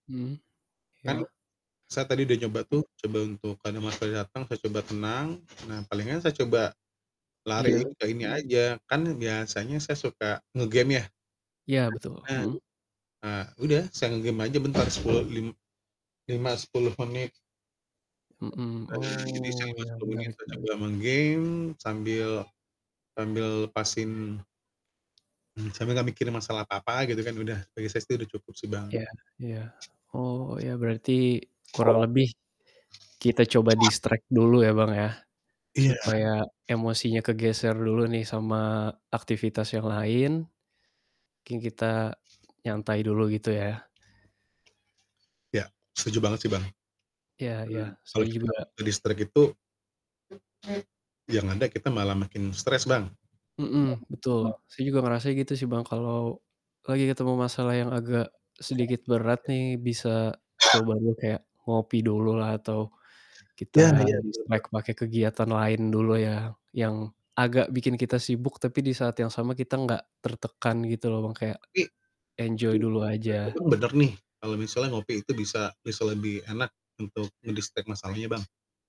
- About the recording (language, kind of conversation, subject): Indonesian, unstructured, Bagaimana kamu menjaga semangat saat menghadapi masalah kecil?
- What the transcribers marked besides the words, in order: static; other background noise; background speech; unintelligible speech; distorted speech; tapping; in English: "distract"; in English: "ke-distract"; unintelligible speech; in English: "distract"; in English: "enjoy"; in English: "men-distract"